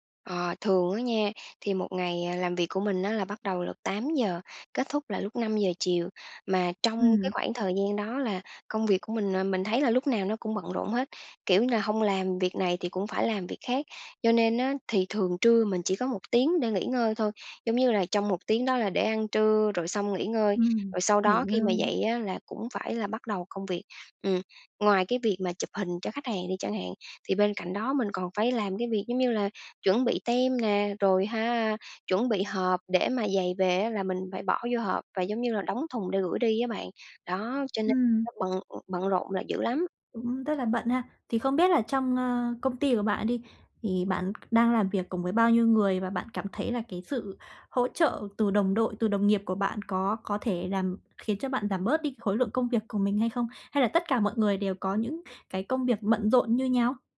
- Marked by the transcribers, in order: tapping
- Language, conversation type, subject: Vietnamese, advice, Làm sao tôi ưu tiên các nhiệm vụ quan trọng khi có quá nhiều việc cần làm?